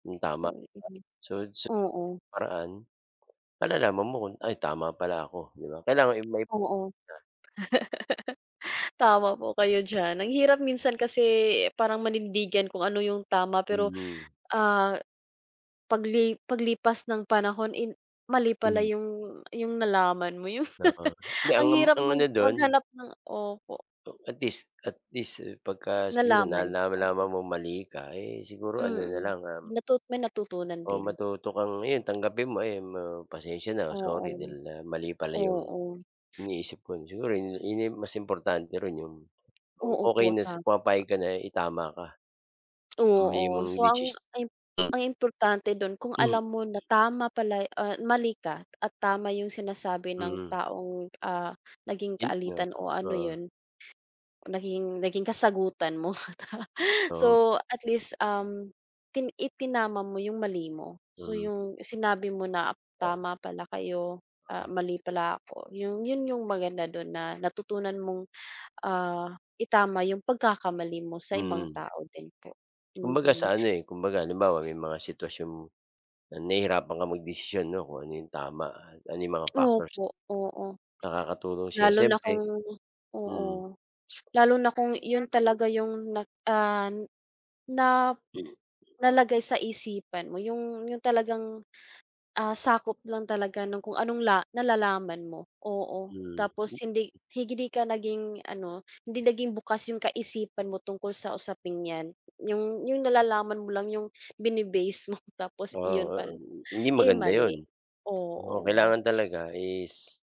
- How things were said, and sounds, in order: tapping; other background noise; laugh; chuckle; chuckle; background speech; laughing while speaking: "mo"; other noise
- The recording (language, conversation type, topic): Filipino, unstructured, Paano mo pinipili kung alin ang tama o mali?